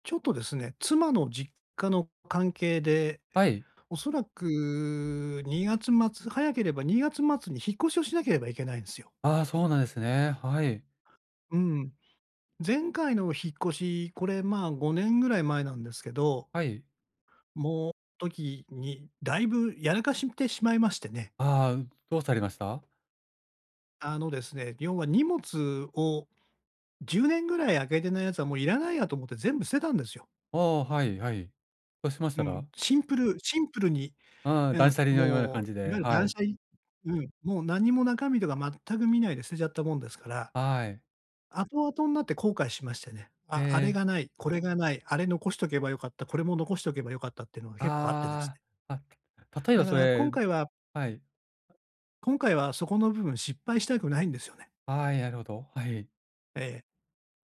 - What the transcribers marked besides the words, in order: tapping; other background noise
- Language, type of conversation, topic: Japanese, advice, 引っ越しの荷造りは、どこから優先して梱包すればいいですか？